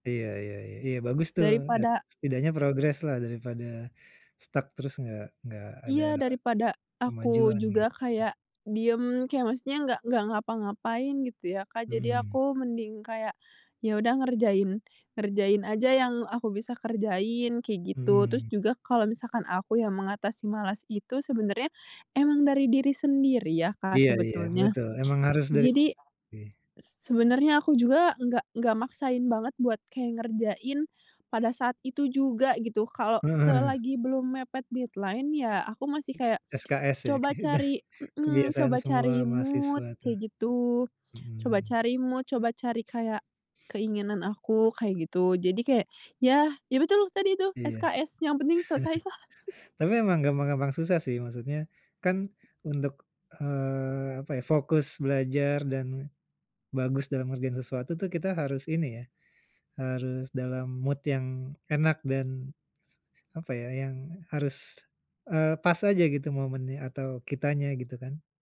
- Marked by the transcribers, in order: other background noise; in English: "stuck"; in English: "deadline"; in English: "mood"; in English: "mood"; chuckle; tapping; in English: "mood"
- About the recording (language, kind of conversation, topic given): Indonesian, podcast, Kapan terakhir kali kamu merasa sangat bangga pada diri sendiri?